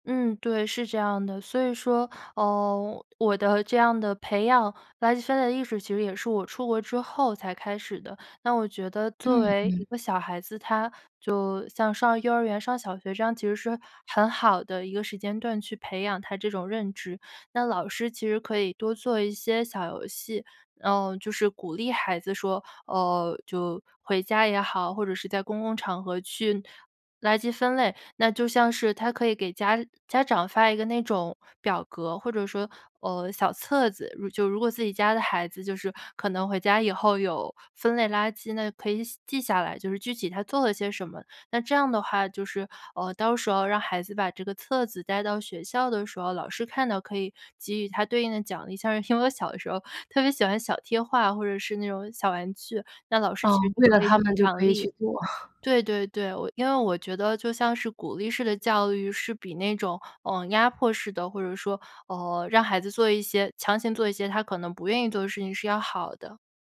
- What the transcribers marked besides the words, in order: laughing while speaking: "因为"; chuckle
- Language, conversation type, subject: Chinese, podcast, 你家是怎么做垃圾分类的？